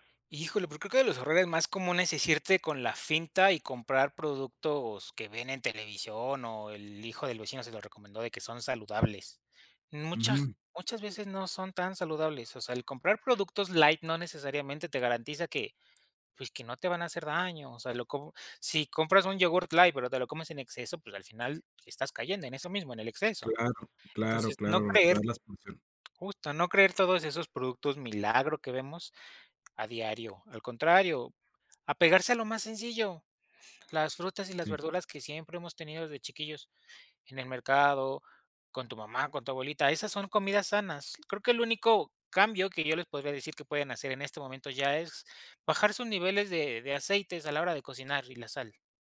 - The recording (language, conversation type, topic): Spanish, podcast, ¿Cómo organizas tus comidas para comer sano entre semana?
- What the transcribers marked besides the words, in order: tapping